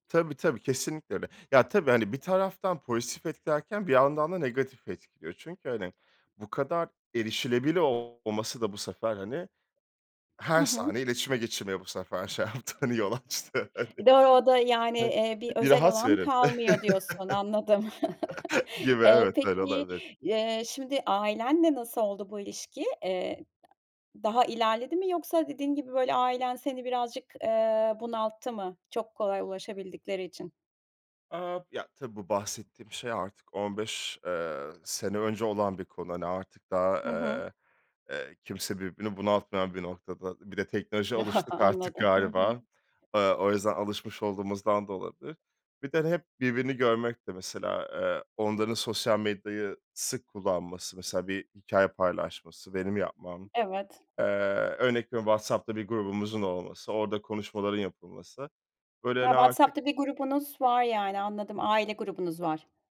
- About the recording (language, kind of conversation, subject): Turkish, podcast, Teknoloji aile ilişkilerini nasıl etkiledi; senin deneyimin ne?
- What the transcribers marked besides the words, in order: other background noise; laughing while speaking: "yaptı hani yol açtı hani"; chuckle; chuckle